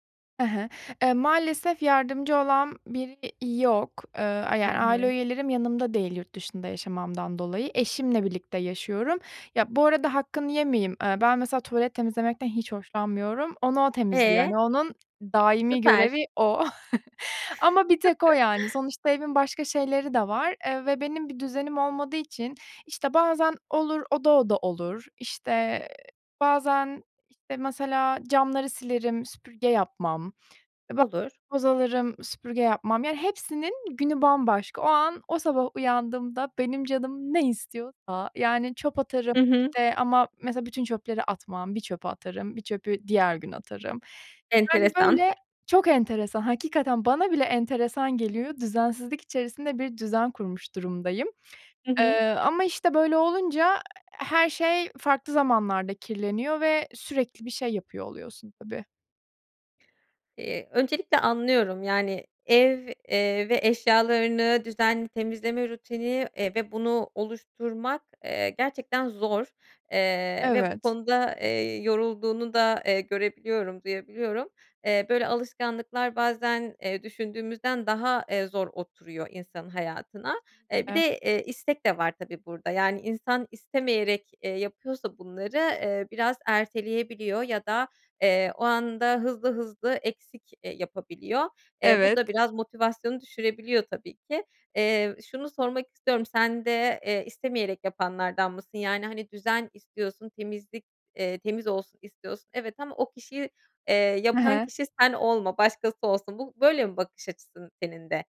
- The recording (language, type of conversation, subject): Turkish, advice, Ev ve eşyalarımı düzenli olarak temizlemek için nasıl bir rutin oluşturabilirim?
- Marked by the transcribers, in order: other background noise; chuckle; unintelligible speech; other noise; unintelligible speech